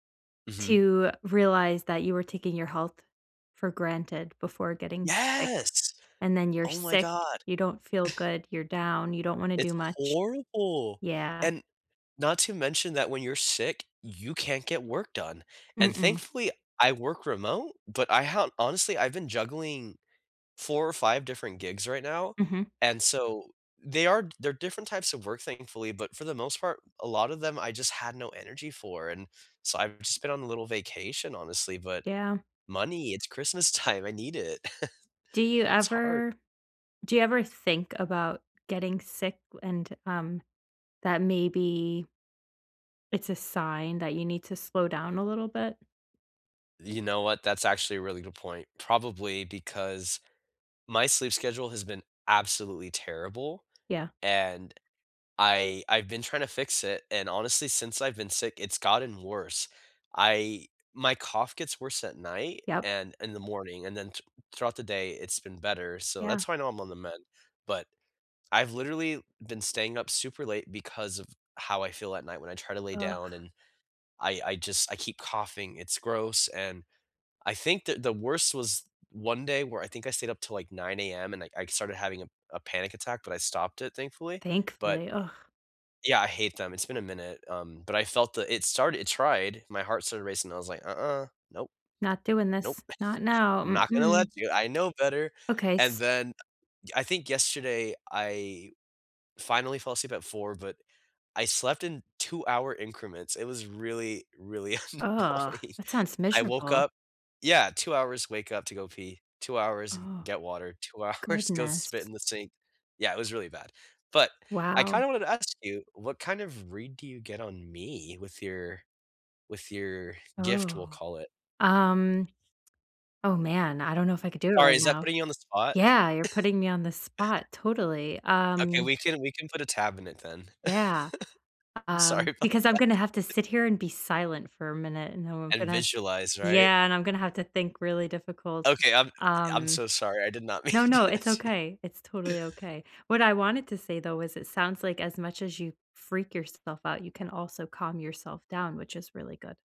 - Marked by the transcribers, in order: scoff; chuckle; tapping; laughing while speaking: "annoying"; laughing while speaking: "hours"; other background noise; chuckle; chuckle; laughing while speaking: "I'm sorry about that"; laughing while speaking: "mean to do that to you"
- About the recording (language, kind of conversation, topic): English, unstructured, How can I act on something I recently learned about myself?